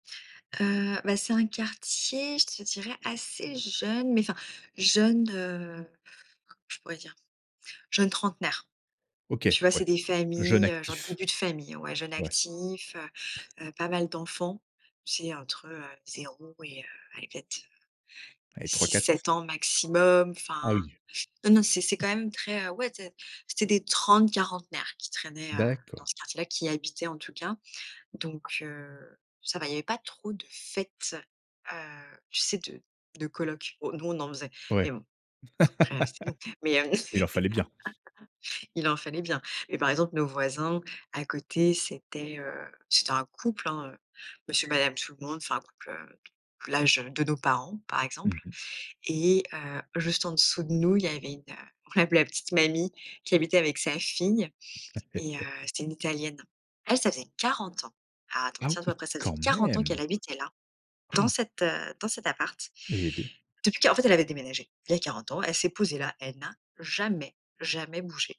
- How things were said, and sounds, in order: chuckle; chuckle; chuckle; chuckle; laugh; chuckle; stressed: "jamais"
- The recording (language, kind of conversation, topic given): French, podcast, Comment trouver de la joie lors d'une balade dans son quartier ?